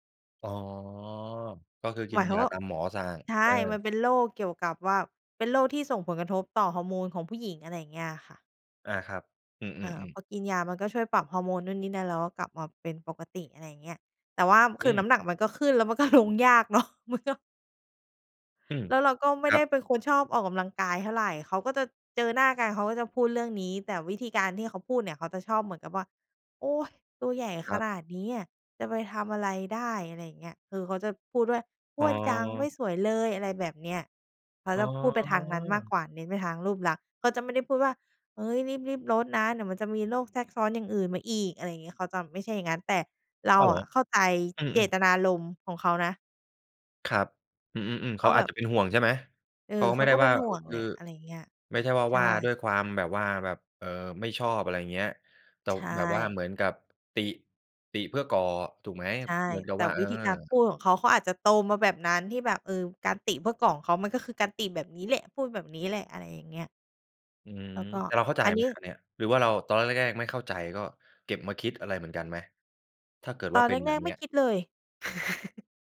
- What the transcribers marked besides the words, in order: laughing while speaking: "ลง"; laughing while speaking: "เนาะ มันก็"; drawn out: "อ๋อ"; unintelligible speech; chuckle
- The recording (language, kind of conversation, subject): Thai, podcast, คุณรับมือกับคำวิจารณ์จากญาติอย่างไร?